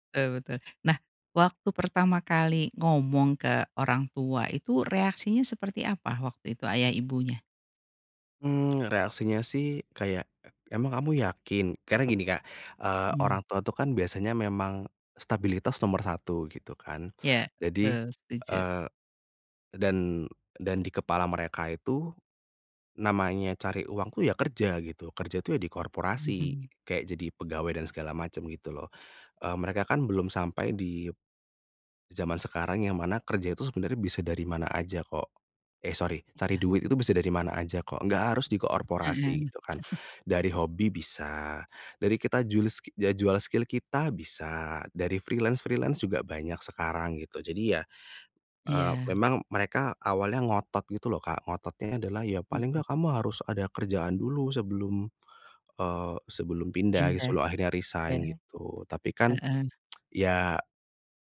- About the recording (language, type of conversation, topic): Indonesian, podcast, Bagaimana cara menjelaskan kepada orang tua bahwa kamu perlu mengubah arah karier dan belajar ulang?
- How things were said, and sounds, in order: other background noise; chuckle; in English: "skill"; in English: "freelance-freelance"; tapping; tsk